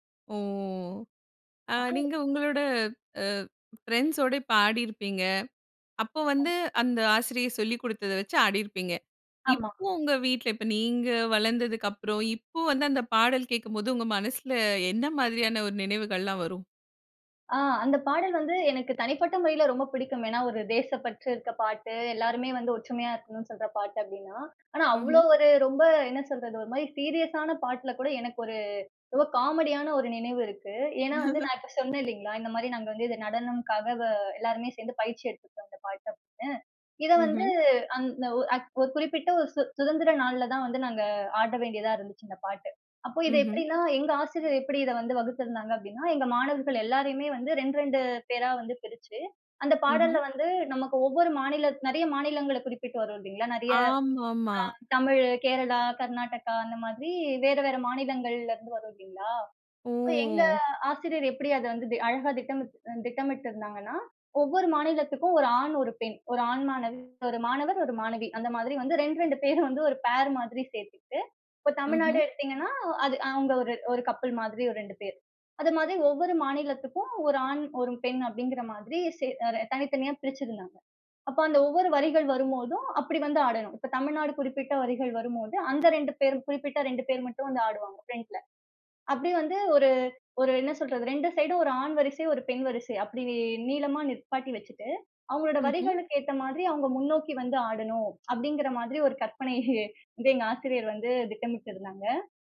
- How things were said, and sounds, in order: drawn out: "ஓ!"; in English: "ஃபிரெண்ட்ஸோடு"; unintelligible speech; chuckle; other background noise; drawn out: "ஓ!"; in English: "ஃபேர்"; in English: "கப்பிள்"; in English: "ஃபிரண்ட்‌ல"; laughing while speaking: "வந்து எங்க ஆசிரியர் வந்து திட்டமிட்டு இருந்தாங்க"
- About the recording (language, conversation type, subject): Tamil, podcast, ஒரு பாடல் உங்களுக்கு பள்ளி நாட்களை நினைவுபடுத்துமா?